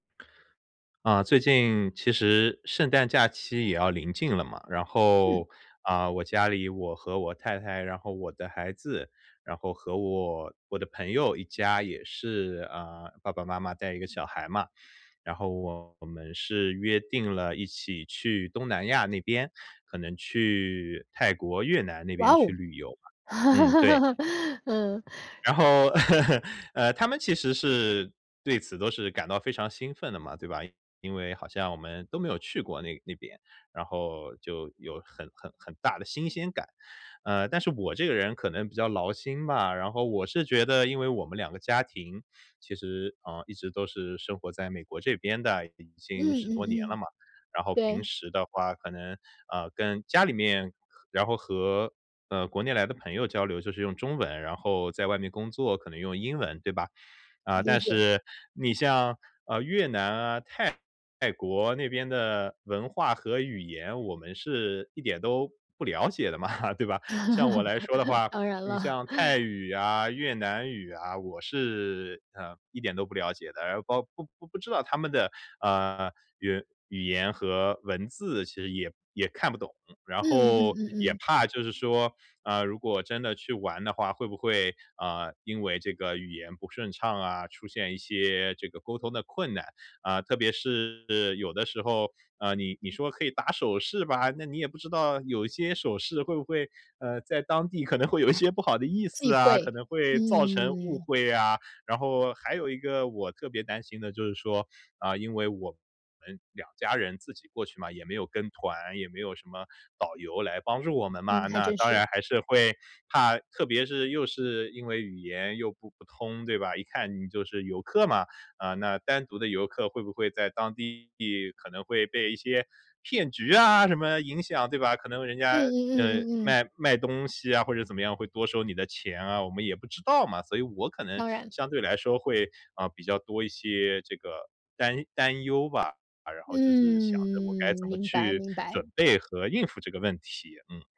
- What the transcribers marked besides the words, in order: laugh; tapping; laughing while speaking: "嘛，对吧？"; laugh; chuckle; laughing while speaking: "可能会有一些"
- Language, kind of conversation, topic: Chinese, advice, 出国旅行时遇到语言和文化沟通困难，我该如何准备和应对？